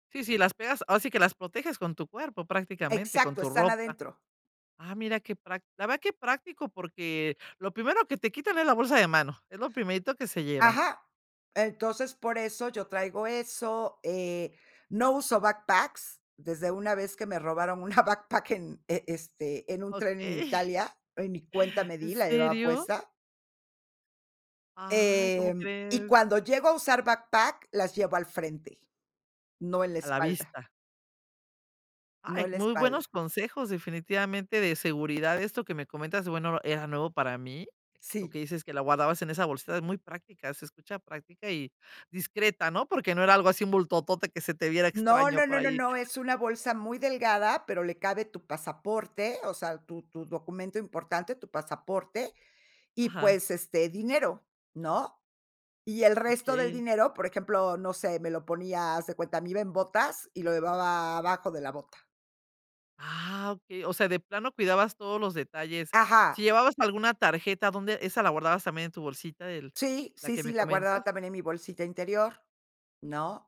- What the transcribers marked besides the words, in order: in English: "backpacks"; in English: "backpack"; laughing while speaking: "Okey"; in English: "backpack"; other background noise
- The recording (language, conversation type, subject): Spanish, podcast, ¿Cómo cuidas tu seguridad cuando viajas solo?